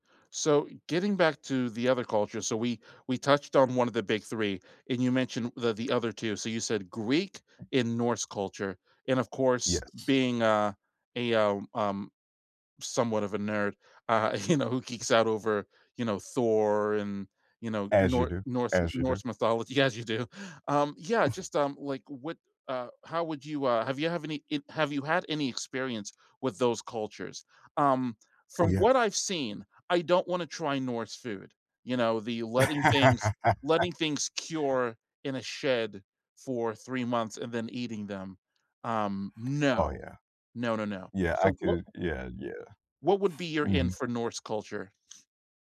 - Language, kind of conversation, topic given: English, unstructured, What is your favorite way to learn about a new culture?
- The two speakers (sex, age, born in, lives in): male, 35-39, United States, United States; male, 45-49, United States, United States
- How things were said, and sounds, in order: other background noise; laughing while speaking: "you know"; laughing while speaking: "as you do"; chuckle; laugh